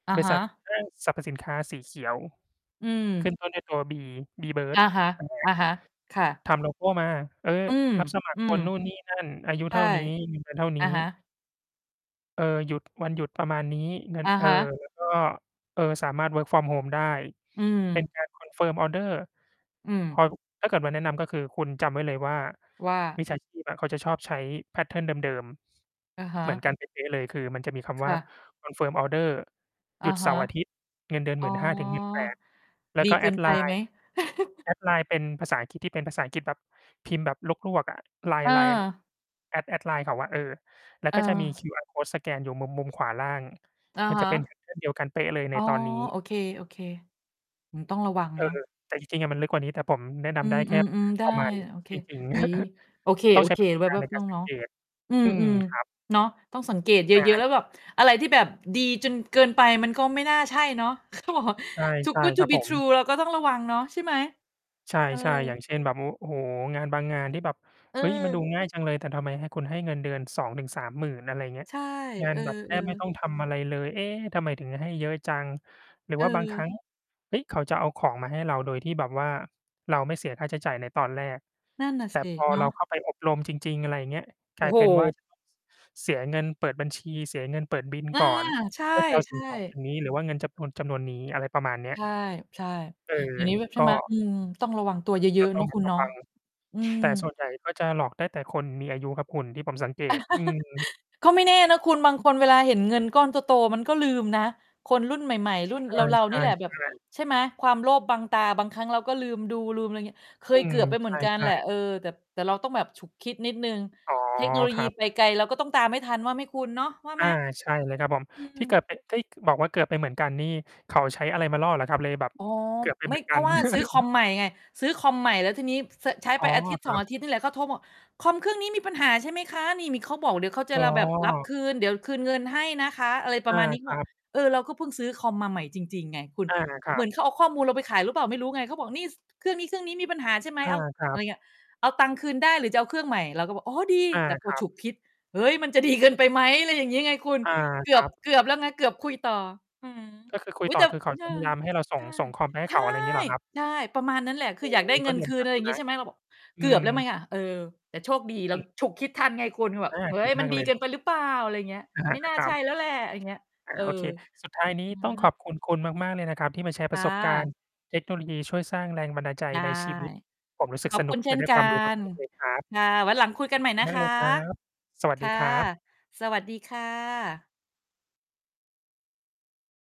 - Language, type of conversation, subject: Thai, unstructured, คุณคิดว่าเทคโนโลยีสามารถช่วยสร้างแรงบันดาลใจในชีวิตได้ไหม?
- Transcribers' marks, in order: distorted speech; other background noise; in English: "work from home"; in English: "confirm order"; in English: "แพตเทิร์น"; in English: "confirm order"; chuckle; in English: "แพตเทิร์น"; chuckle; laughing while speaking: "เขาบอก"; in English: "too good to be true"; mechanical hum; chuckle; chuckle; laughing while speaking: "จะดี"